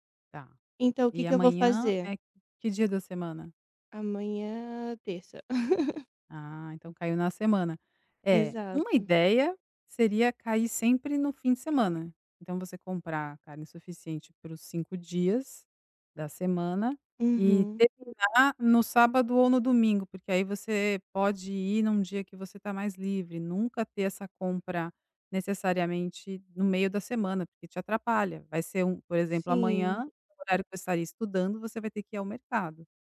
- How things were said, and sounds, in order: tapping; laugh
- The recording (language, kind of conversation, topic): Portuguese, advice, Como posso manter uma rotina diária de trabalho ou estudo, mesmo quando tenho dificuldade?